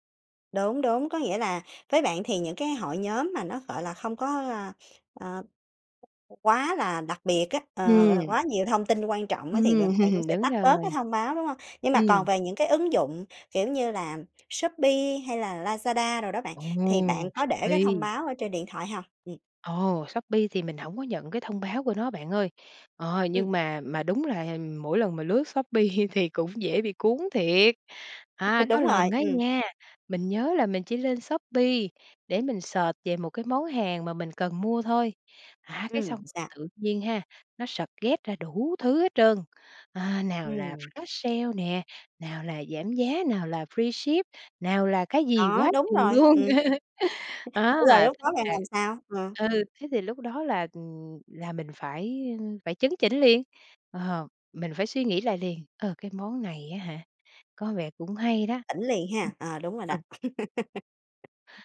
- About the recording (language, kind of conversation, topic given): Vietnamese, podcast, Bạn đặt ranh giới với điện thoại như thế nào?
- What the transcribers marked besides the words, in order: other background noise; laugh; laughing while speaking: "Shopee"; in English: "search"; in English: "sờ ghét"; "suggest" said as "sờ ghét"; in English: "flash"; laugh; unintelligible speech; tapping; laugh